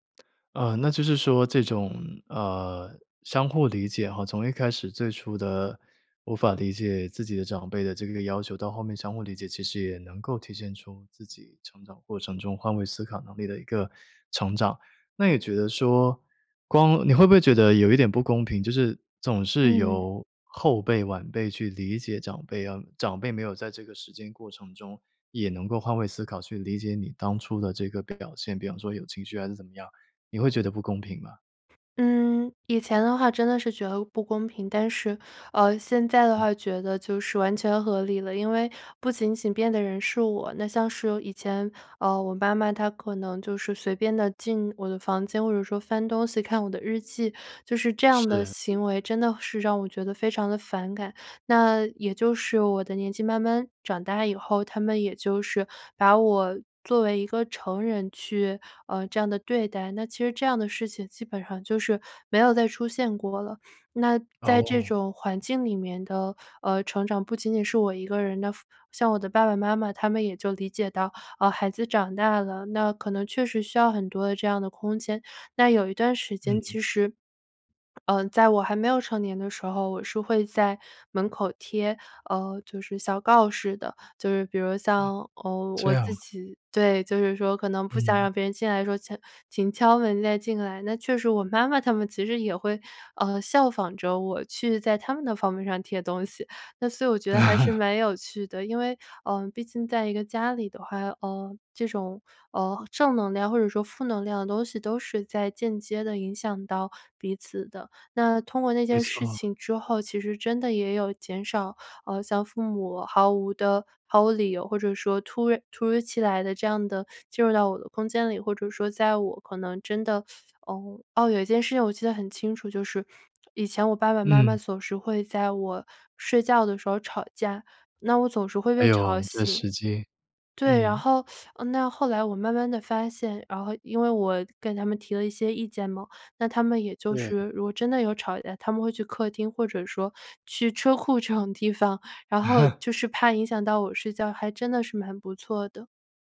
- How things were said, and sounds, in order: other background noise; swallow; "写" said as "恰"; laugh; teeth sucking; laughing while speaking: "这种"; laugh
- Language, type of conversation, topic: Chinese, podcast, 如何在家庭中保留个人空间和自由？